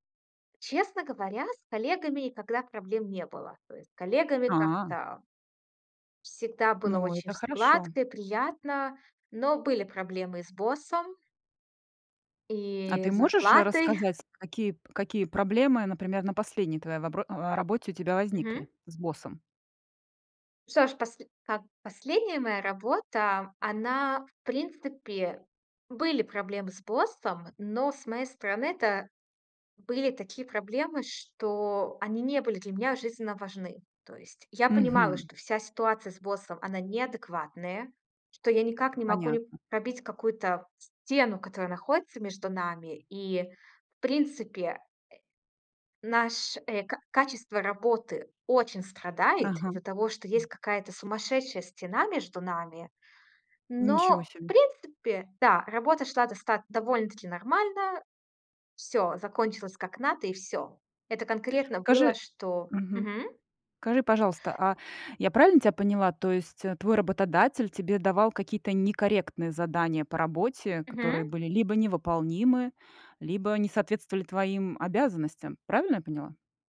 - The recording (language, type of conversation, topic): Russian, podcast, Как понять, что пора менять работу?
- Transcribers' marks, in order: drawn out: "А"; other background noise; tapping; chuckle